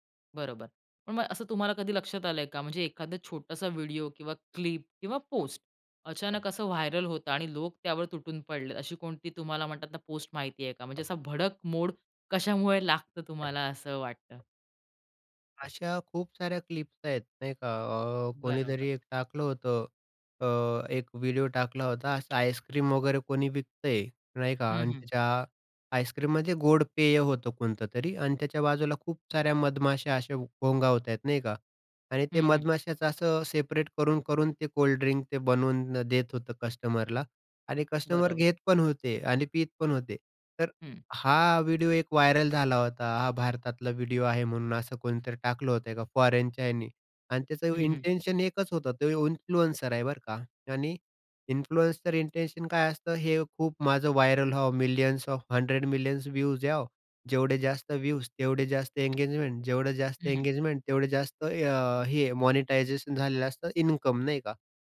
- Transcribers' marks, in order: in English: "व्हायरल"; other background noise; laughing while speaking: "कशामुळे लागतं"; tapping; in English: "व्हायरल"; in English: "इंटेंशन"; in English: "इन्फ्लुएन्सर"; in English: "इन्फ्लुएन्सर इंटेंशन"; in English: "व्हायरल"; in English: "मिलियन्स ऑफ हंड्रेड मिलियन्स व्ह्यूज"
- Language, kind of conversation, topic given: Marathi, podcast, ऑनलाइन शेमिंग इतके सहज का पसरते, असे तुम्हाला का वाटते?